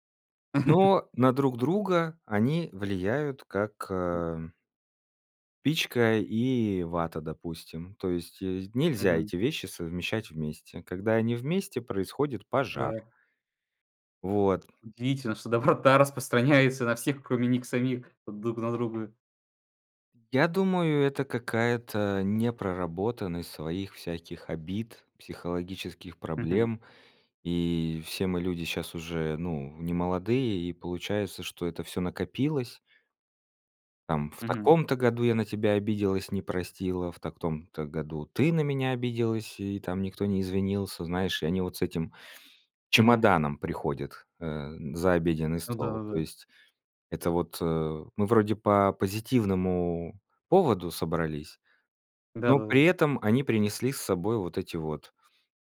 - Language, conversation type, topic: Russian, podcast, Как обычно проходят разговоры за большим семейным столом у вас?
- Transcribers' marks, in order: chuckle; other noise; tapping; other background noise